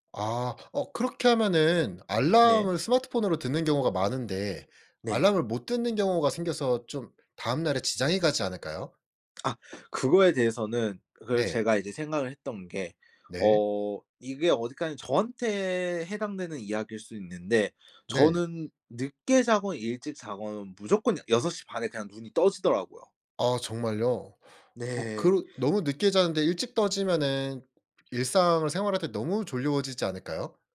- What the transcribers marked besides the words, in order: tapping; other background noise
- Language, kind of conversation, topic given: Korean, podcast, 취침 전에 스마트폰 사용을 줄이려면 어떻게 하면 좋을까요?